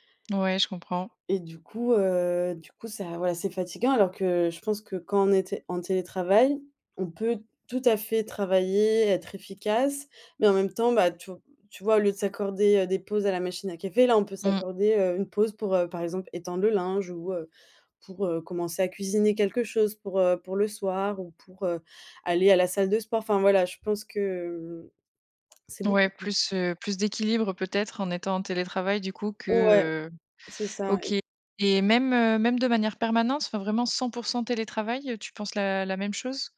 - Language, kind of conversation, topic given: French, podcast, Que penses-tu, honnêtement, du télétravail à temps plein ?
- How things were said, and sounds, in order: unintelligible speech